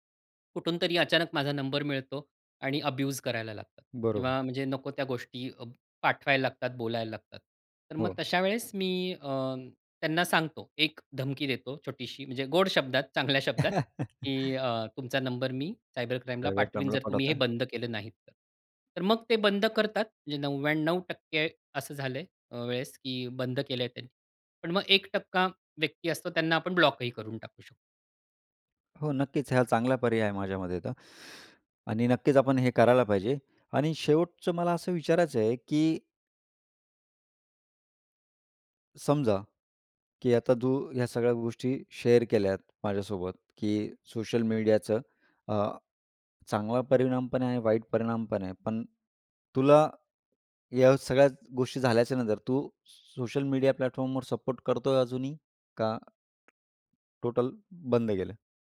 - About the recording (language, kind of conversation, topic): Marathi, podcast, ऑनलाइन ओळखीच्या लोकांवर विश्वास ठेवावा की नाही हे कसे ठरवावे?
- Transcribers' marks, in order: in English: "अब्यूज"; chuckle; in English: "सायबर क्राईमला"; in English: "सायबर क्राईमला"; other background noise; in English: "ब्लॉकही"; in English: "प्लॅटफॉर्मवर सपोर्ट"; tapping; in English: "टोटल"